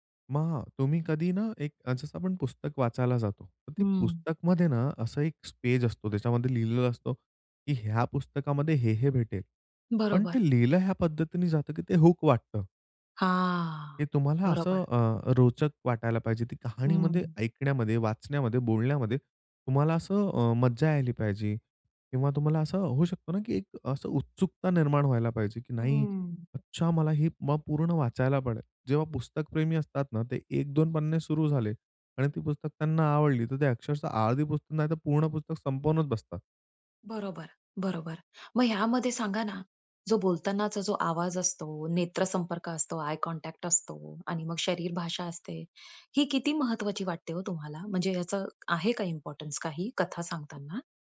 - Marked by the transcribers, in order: drawn out: "हां"; "यायला" said as "यायली"; in English: "आय कॉन्टॅक्ट"; in English: "इम्पोर्टन्स"
- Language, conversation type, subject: Marathi, podcast, कथा सांगताना समोरच्या व्यक्तीचा विश्वास कसा जिंकतोस?